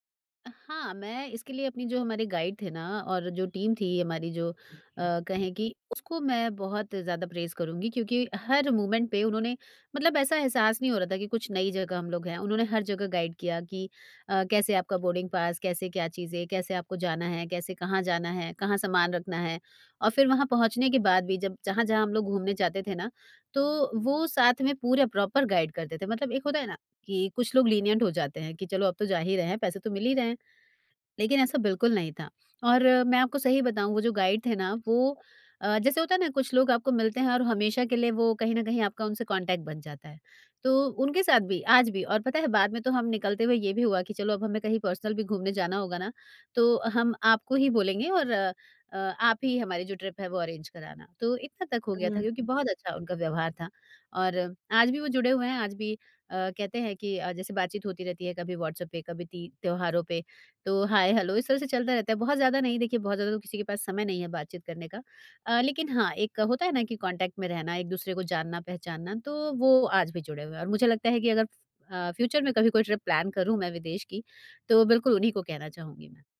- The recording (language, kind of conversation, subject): Hindi, podcast, किसने आपको विदेश में सबसे सुरक्षित महसूस कराया?
- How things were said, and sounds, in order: in English: "गाइड"; horn; in English: "टीम"; other background noise; in English: "प्रेज़"; "मोमेंट" said as "मूमेंट"; in English: "गाइड"; in English: "बोर्डिंग पास"; in English: "प्रॉपर गाइड"; in English: "लीनिएंट"; in English: "गाइड"; in English: "कॉन्टैक्ट"; in English: "पर्सनल"; in English: "ट्रिप"; in English: "अरेंज"; in English: "हाय हेलो"; in English: "कॉन्टैक्ट"; in English: "फ़्यूचर"; in English: "ट्रिप प्लान"